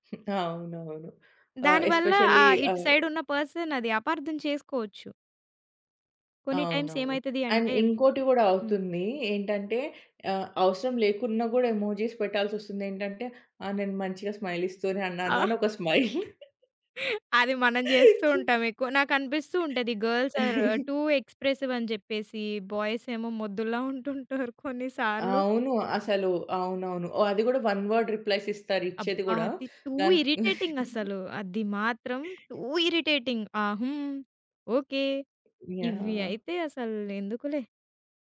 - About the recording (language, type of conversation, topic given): Telugu, podcast, ఆన్‌లైన్ సమావేశంలో పాల్గొనాలా, లేక ప్రత్యక్షంగా వెళ్లాలా అని మీరు ఎప్పుడు నిర్ణయిస్తారు?
- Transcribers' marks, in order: giggle; in English: "ఎస్పెషల్లీ"; in English: "సైడ్"; in English: "పర్సన్"; other background noise; in English: "టైమ్స్"; in English: "అండ్"; in English: "ఎమోజీస్"; in English: "స్మైల్"; laughing while speaking: "స్మైల్"; in English: "స్మైల్"; in English: "గర్ల్స్ ఆర్ టూ ఎక్స్‌ప్రెసివ్"; chuckle; in English: "బాయ్స్"; laughing while speaking: "మొద్దుల్లా ఉంటుంటారు కొన్ని సార్లు"; in English: "వన్ వర్డ్ రిప్లైస్"; in English: "టూ ఇరిటేటింగ్"; chuckle; in English: "టూ ఇరిటేటింగ్"